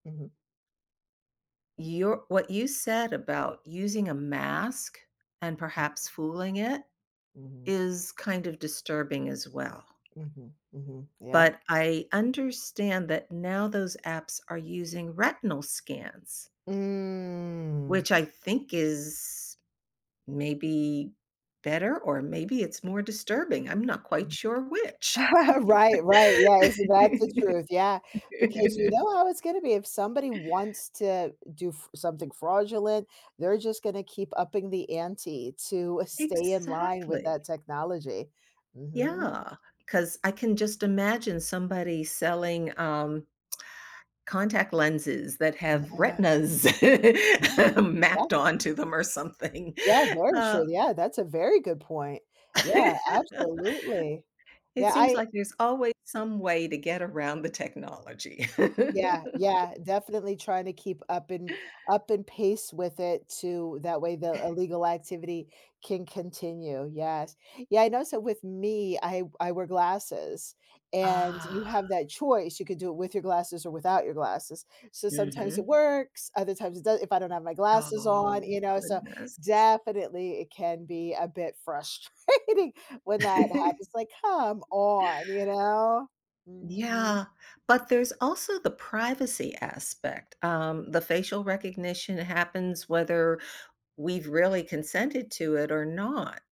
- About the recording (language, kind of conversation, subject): English, unstructured, How do you think facial recognition technology will change our daily lives and privacy?
- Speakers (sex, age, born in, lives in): female, 50-54, United States, United States; female, 70-74, United States, United States
- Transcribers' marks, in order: other background noise; tapping; drawn out: "Mm"; laugh; laugh; laugh; laugh; laugh; chuckle; laughing while speaking: "frustrating"; chuckle